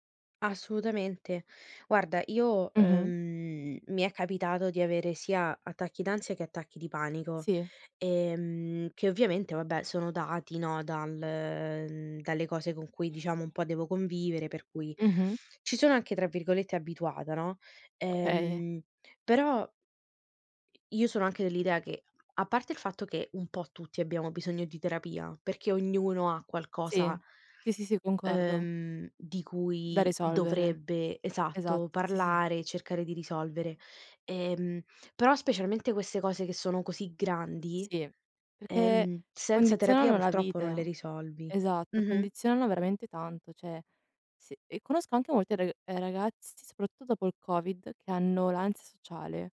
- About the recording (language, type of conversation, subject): Italian, unstructured, Come affronti i momenti di ansia o preoccupazione?
- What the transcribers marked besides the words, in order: laughing while speaking: "Okay"; other background noise; "cioè" said as "ceh"